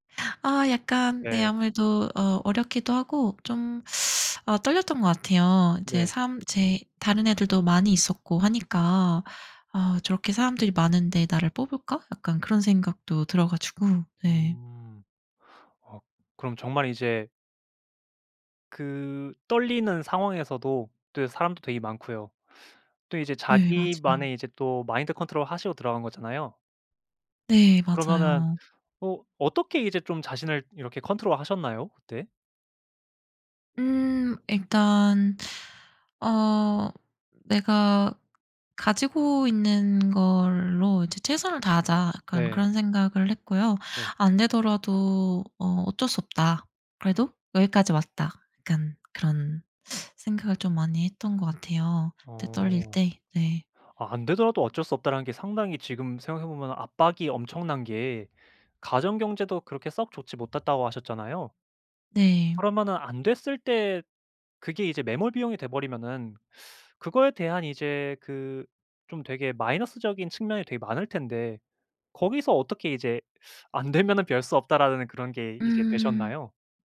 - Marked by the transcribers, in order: teeth sucking; other background noise; teeth sucking; teeth sucking; teeth sucking
- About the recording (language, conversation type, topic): Korean, podcast, 인생에서 가장 큰 전환점은 언제였나요?